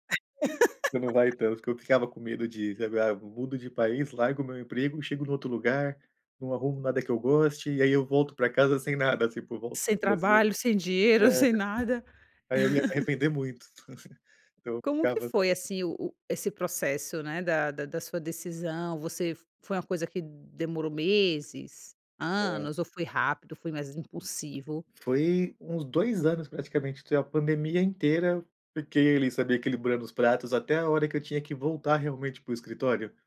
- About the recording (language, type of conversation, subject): Portuguese, podcast, Como foi a sua experiência ao mudar de carreira?
- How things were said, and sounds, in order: laugh; laugh; tapping